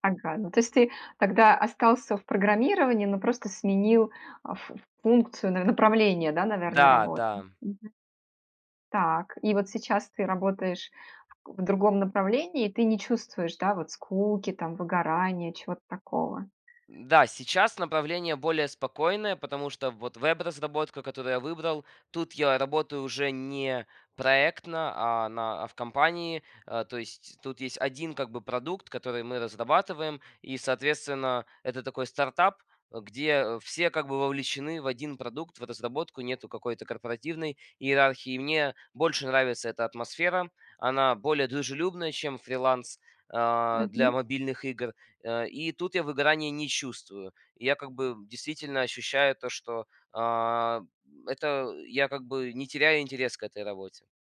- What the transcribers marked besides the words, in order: other background noise
- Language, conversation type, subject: Russian, podcast, Как не потерять интерес к работе со временем?